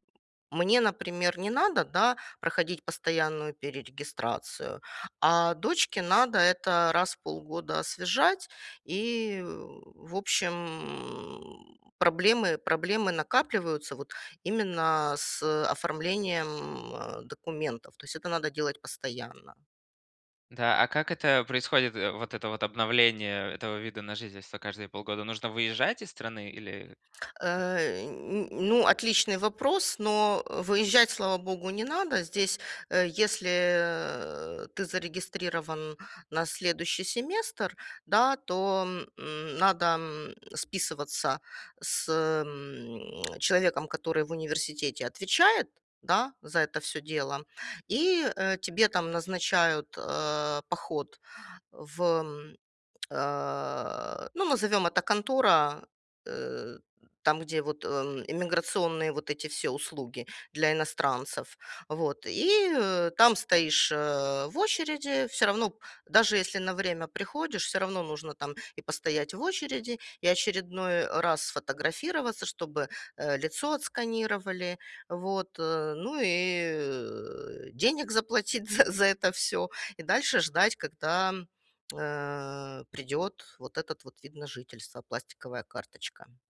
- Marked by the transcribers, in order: other background noise; tapping
- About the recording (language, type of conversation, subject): Russian, advice, С чего начать, чтобы разобраться с местными бюрократическими процедурами при переезде, и какие документы для этого нужны?